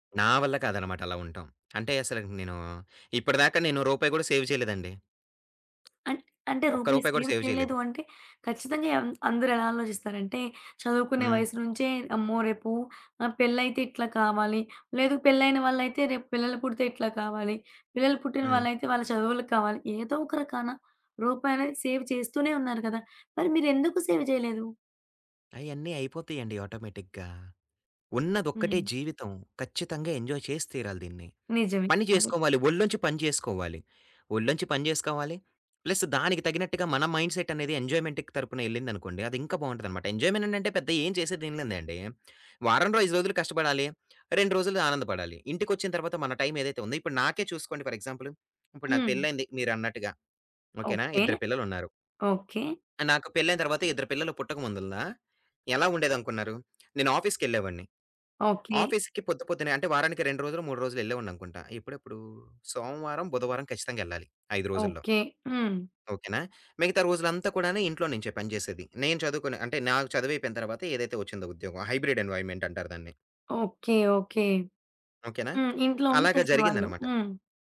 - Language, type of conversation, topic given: Telugu, podcast, పని-జీవిత సమతుల్యాన్ని మీరు ఎలా నిర్వహిస్తారు?
- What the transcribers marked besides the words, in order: in English: "సేవ్"; tapping; in English: "సేవ్"; in English: "సేవ్"; other background noise; in English: "సేవ్"; in English: "సేవ్"; in English: "ఆటోమేటిక్‌గా"; in English: "ఎంజాయ్"; in English: "మైండ్‌సెట్"; in English: "ఎంజాయ్‌మెంట్‌కి"; in English: "ఎంజాయ్‌మెంట్"; in English: "ఫర్"; in English: "ఆఫీస్‌కెళ్ళేవాడిని. ఆఫీస్‌కి"; in English: "హైబ్రిడ్ ఎన్వైమెంట్"